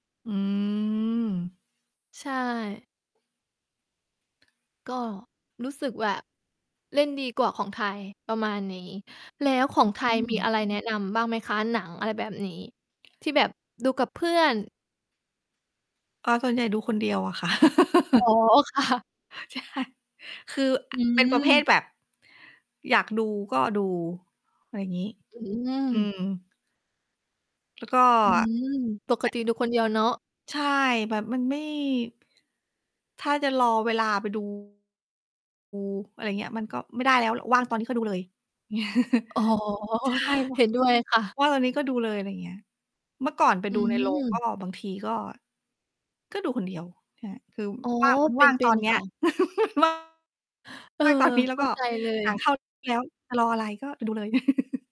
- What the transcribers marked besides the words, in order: distorted speech; laugh; laughing while speaking: "ค่ะ"; laughing while speaking: "ใช่"; other noise; unintelligible speech; chuckle; laugh; laughing while speaking: "ตอนนี้"; laugh
- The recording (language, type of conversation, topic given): Thai, unstructured, หนังเรื่องไหนที่คุณดูแล้วจำได้จนถึงตอนนี้?